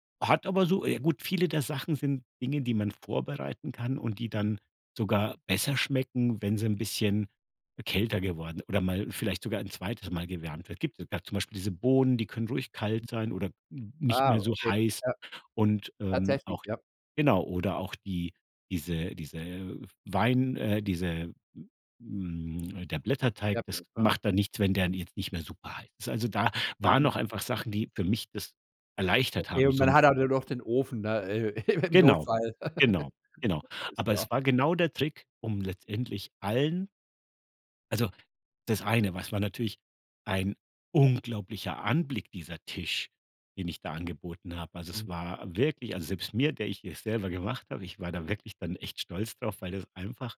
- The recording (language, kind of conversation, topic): German, podcast, Wie gehst du mit Allergien und Vorlieben bei Gruppenessen um?
- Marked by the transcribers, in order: other noise; laughing while speaking: "im"; giggle; stressed: "unglaublicher"